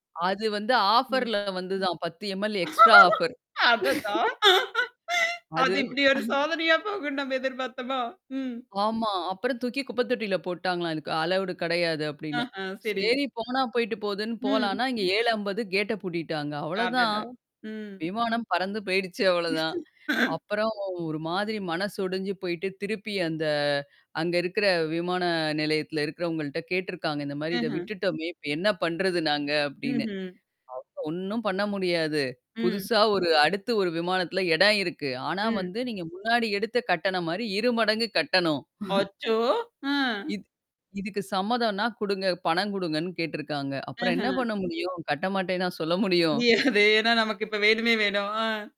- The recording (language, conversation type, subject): Tamil, podcast, விமானம் தவறவிட்ட அனுபவம் உங்களுக்கு எப்போதாவது ஏற்பட்டதுண்டா?
- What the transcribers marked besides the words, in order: in English: "ஆஃபர்ல"; other noise; laugh; in English: "எக்ஸ்ட்ரா ஆஃபர்"; chuckle; in English: "அலௌடு"; other background noise; in English: "கேட்ட"; laugh; distorted speech; chuckle